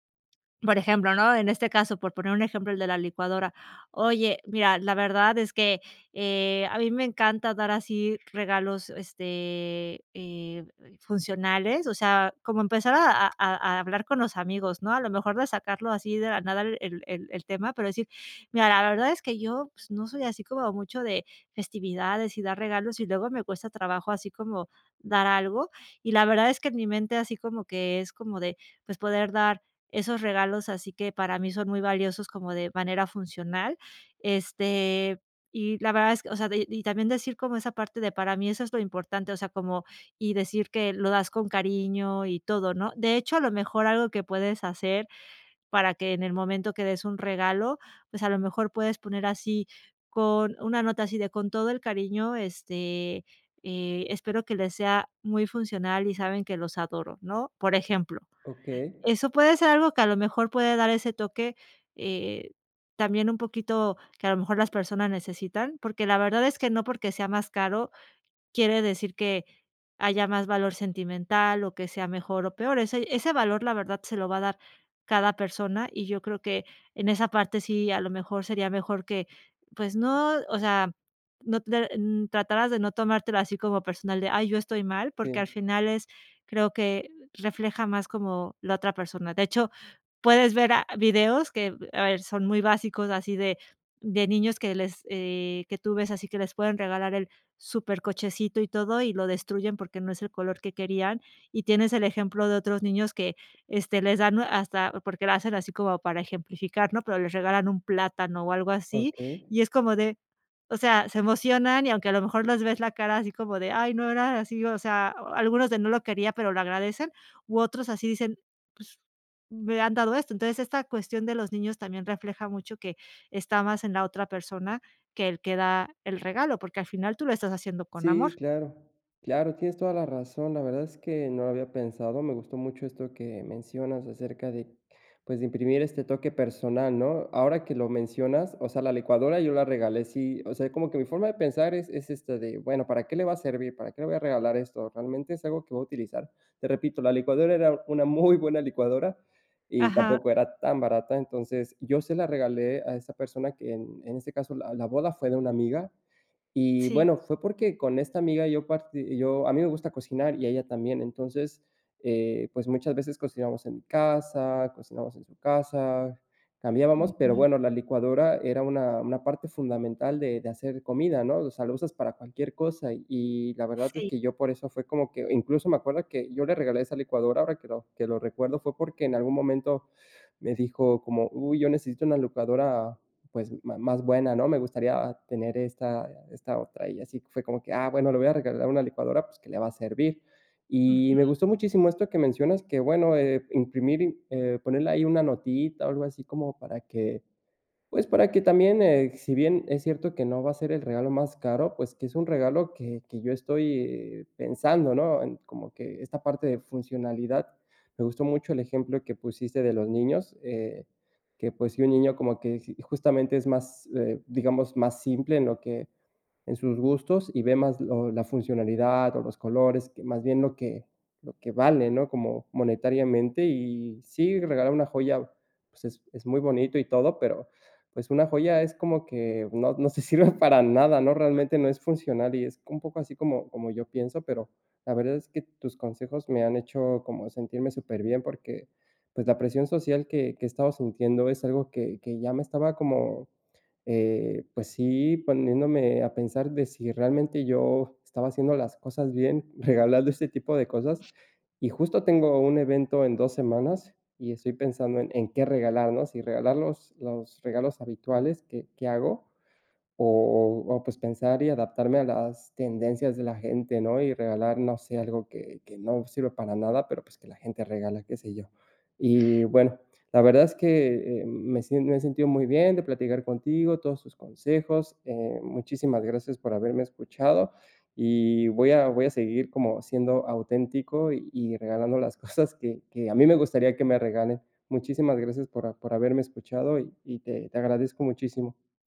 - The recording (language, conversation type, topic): Spanish, advice, ¿Cómo puedo manejar la presión social de comprar regalos costosos en eventos?
- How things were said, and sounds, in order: other background noise; laughing while speaking: "no te sirve para nada"; laughing while speaking: "regalando este tipo de cosas"